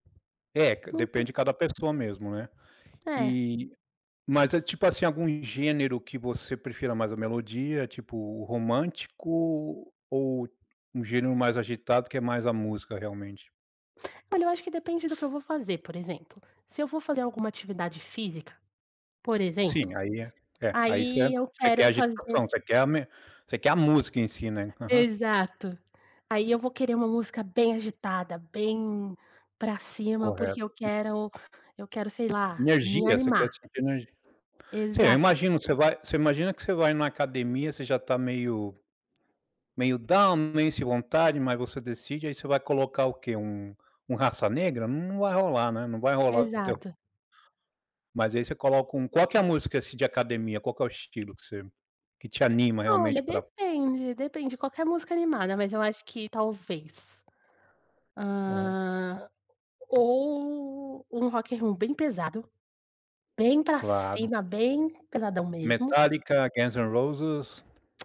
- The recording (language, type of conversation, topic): Portuguese, podcast, Como as músicas mudam o seu humor ao longo do dia?
- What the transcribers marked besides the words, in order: tapping; other background noise; chuckle; in English: "down"; in English: "rock and roll"